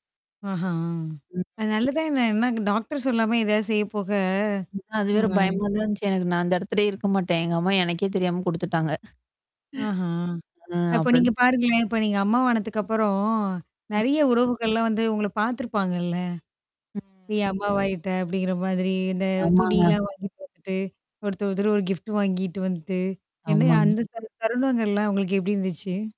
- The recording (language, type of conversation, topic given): Tamil, podcast, குழந்தை பிறந்த பின் உங்கள் வாழ்க்கை முழுவதுமாக மாறிவிட்டதா?
- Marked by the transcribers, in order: static; in English: "டாக்டர்"; other noise; other background noise; chuckle; mechanical hum; distorted speech; in English: "கிஃப்ட்"; tapping